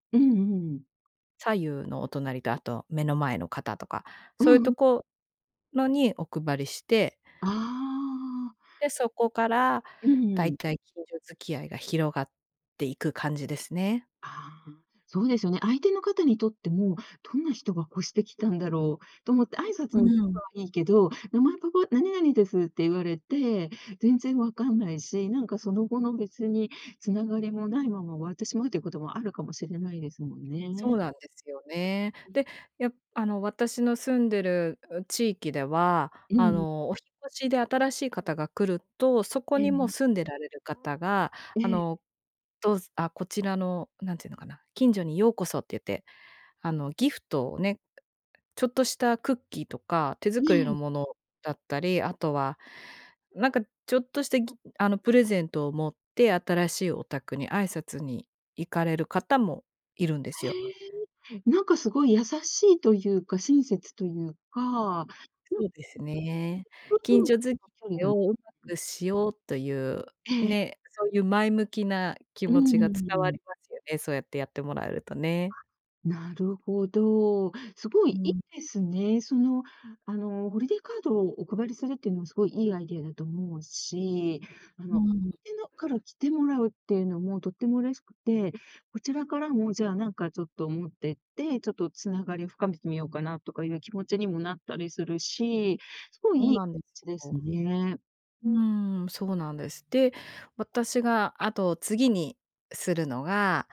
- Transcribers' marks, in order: other background noise; tapping; unintelligible speech; unintelligible speech; in English: "ホリデーカード"; unintelligible speech
- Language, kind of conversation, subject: Japanese, podcast, 新しい地域で人とつながるには、どうすればいいですか？